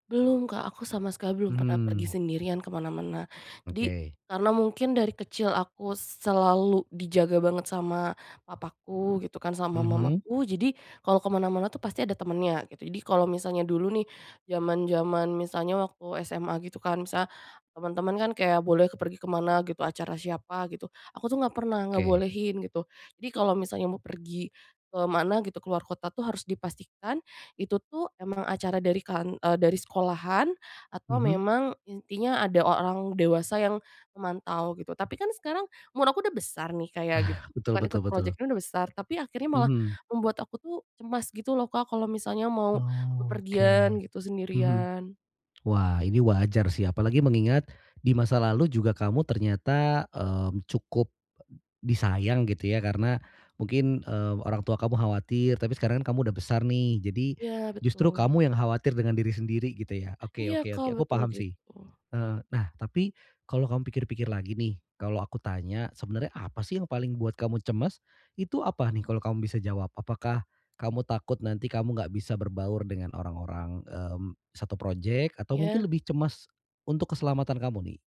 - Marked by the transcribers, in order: none
- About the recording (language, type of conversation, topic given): Indonesian, advice, Bagaimana cara mengatasi rasa cemas saat bepergian sendirian?